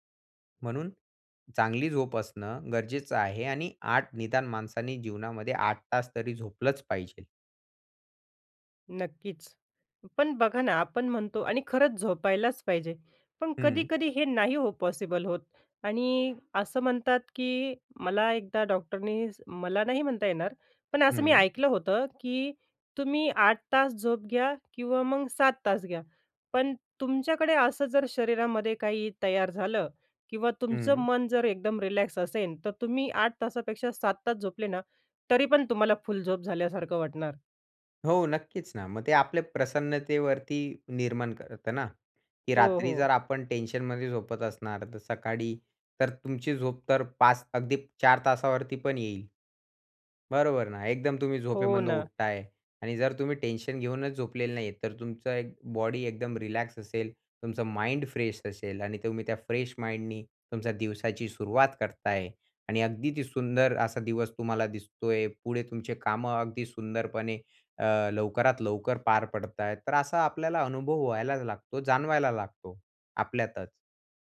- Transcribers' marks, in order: other noise; tapping; in English: "माइंड फ्रेश"; in English: "फ्रेश माइंडनी"
- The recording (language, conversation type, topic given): Marathi, podcast, उत्तम झोपेसाठी घरात कोणते छोटे बदल करायला हवेत?